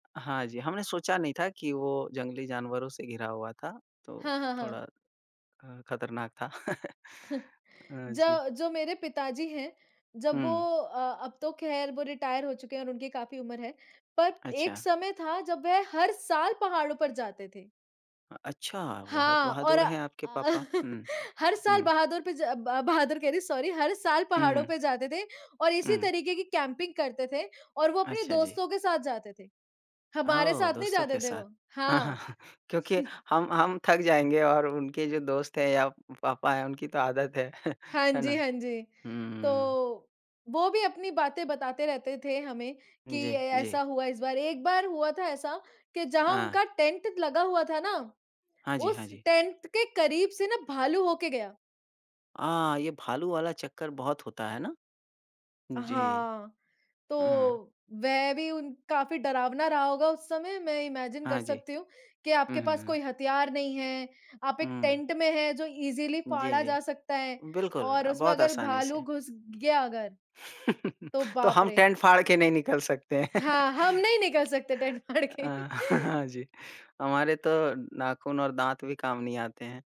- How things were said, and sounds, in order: tapping; chuckle; in English: "रिटायर"; chuckle; in English: "सॉरी"; in English: "कैम्पिंग"; laughing while speaking: "हाँ"; chuckle; chuckle; in English: "इमैजिन"; in English: "ईज़िली"; chuckle; chuckle; laughing while speaking: "फाड़ के"
- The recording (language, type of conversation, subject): Hindi, unstructured, यात्रा के दौरान आपको कौन-सी यादें सबसे खास लगती हैं?